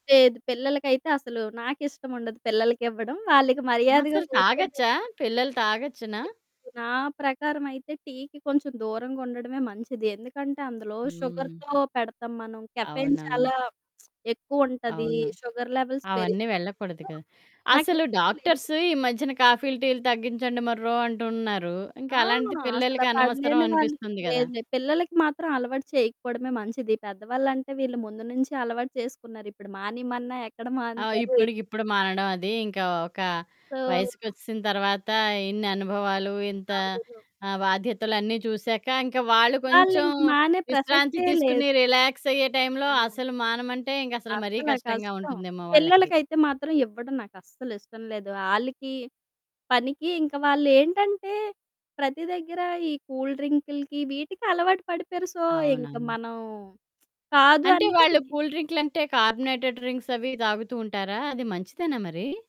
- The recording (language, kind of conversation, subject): Telugu, podcast, ఉదయపు టీ తాగే ముందు మీకు ఏదైనా ప్రత్యేకమైన ఆచారం ఉందా?
- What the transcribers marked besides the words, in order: static; unintelligible speech; other background noise; in English: "షుగర్‌తొ"; in English: "కెఫెన్"; lip smack; in English: "షుగర్ లెవెల్స్"; distorted speech; in English: "డాక్టర్స్"; in English: "సో"; in English: "సో"; unintelligible speech; in English: "రిలాక్స్"; in English: "కూల్"; in English: "సో"; in English: "కూల్"; in English: "కార్బొనేటెడ్ డ్రింక్స్"